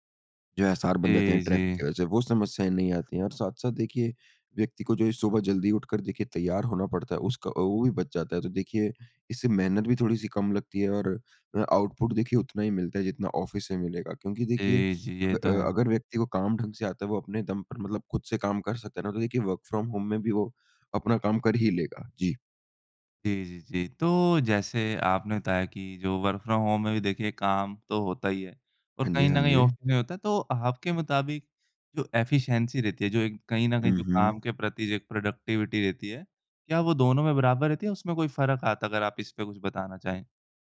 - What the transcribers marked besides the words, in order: in English: "ट्रैफ़िक"; in English: "आउटपुट"; in English: "ऑफ़िस"; in English: "वर्क फ्रॉम होम"; in English: "वर्क फ्रॉम होम"; in English: "ऑफ"; tapping; in English: "एफिशिएंसी"; in English: "प्रोडक्टिविटी"
- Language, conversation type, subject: Hindi, podcast, वर्क‑फ्रॉम‑होम के सबसे बड़े फायदे और चुनौतियाँ क्या हैं?